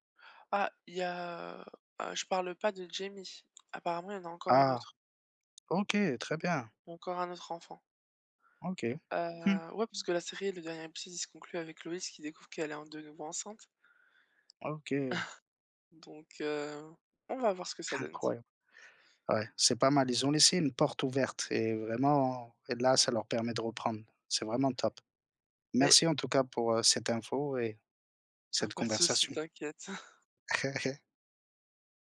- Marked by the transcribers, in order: chuckle; chuckle
- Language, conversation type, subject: French, unstructured, Quel rôle les plateformes de streaming jouent-elles dans vos loisirs ?